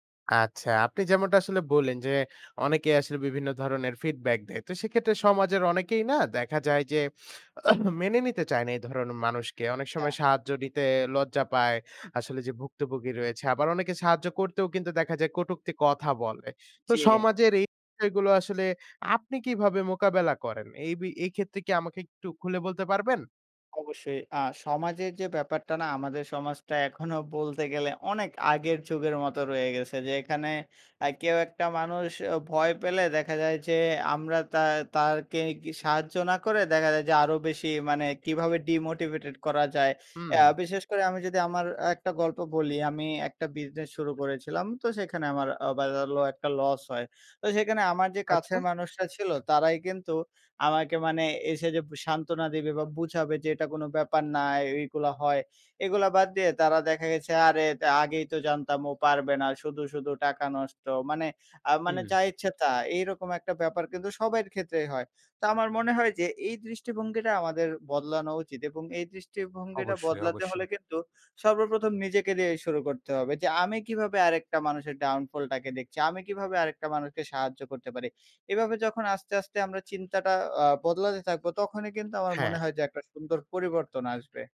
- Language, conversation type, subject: Bengali, podcast, তুমি কীভাবে নিজের ভয় বা সন্দেহ কাটাও?
- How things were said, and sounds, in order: in English: "ফিডব্যাক"; cough; in English: "ডিমোটিভেটেড"; unintelligible speech